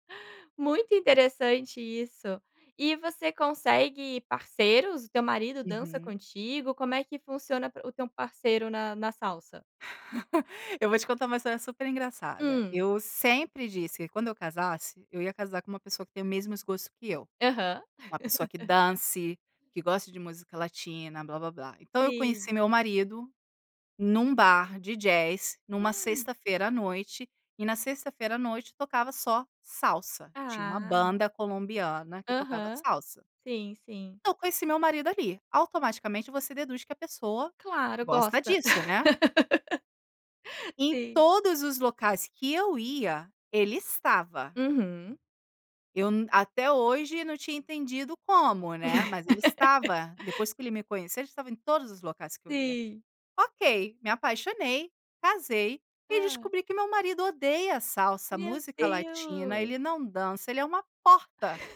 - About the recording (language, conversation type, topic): Portuguese, podcast, Qual é uma prática simples que ajuda você a reduzir o estresse?
- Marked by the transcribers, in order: laugh; laugh; laugh; laugh